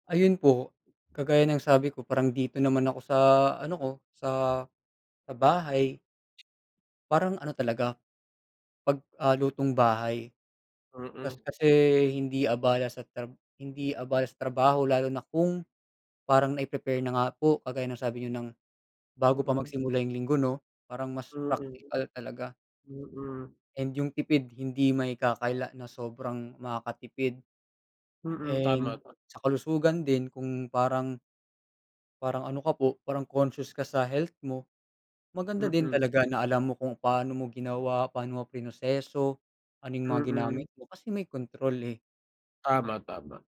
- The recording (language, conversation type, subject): Filipino, unstructured, Ano ang mas pinipili mo, pagkain sa labas o lutong bahay?
- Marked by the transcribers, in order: other background noise